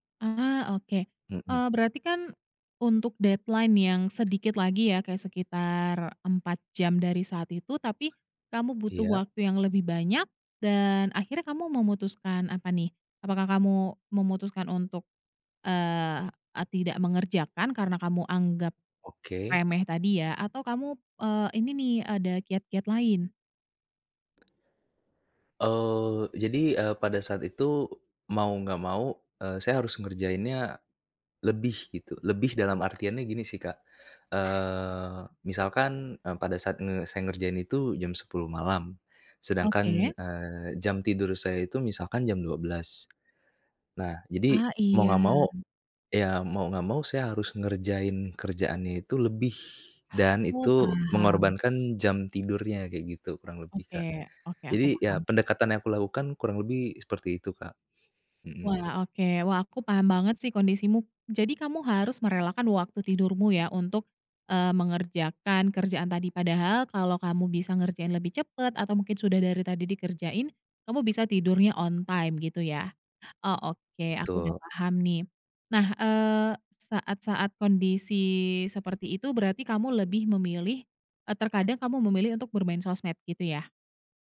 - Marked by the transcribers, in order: in English: "deadline"; other background noise; tapping; in English: "on time"
- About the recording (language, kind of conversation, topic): Indonesian, advice, Mengapa saya sulit memulai tugas penting meski tahu itu prioritas?